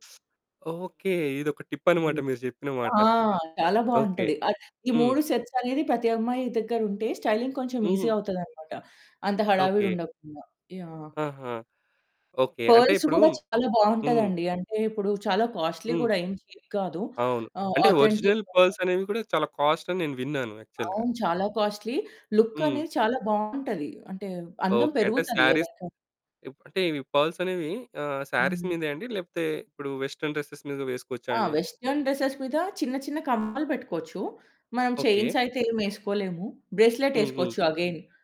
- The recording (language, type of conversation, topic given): Telugu, podcast, మీ శైలి ఎక్కువగా సాదాగా ఉంటుందా, లేక మీ వ్యక్తిత్వాన్ని వ్యక్తపరిచేలా ఉంటుందా?
- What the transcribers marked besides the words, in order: other background noise; distorted speech; in English: "సెట్స్"; in English: "స్టైలింగ్"; in English: "ఈజీ"; in English: "పర్ల్స్"; in English: "కాస్ట్లీ"; in English: "చీప్"; in English: "ఆథెంటిక్"; in English: "ఒరిజినల్ పర్ల్స్"; in English: "యాక్చువల్‌గా"; in English: "కాస్ట్లీ. లుక్"; in English: "శారీస్"; in English: "పర్ల్స్"; in English: "శారీస్"; in English: "వెస్టర్న్ డ్రెసెస్"; in English: "వెస్టర్న్ డ్రెసెస్"; in English: "చైన్స్"; in English: "బ్రేస్లెట్"; in English: "ఎగైన్"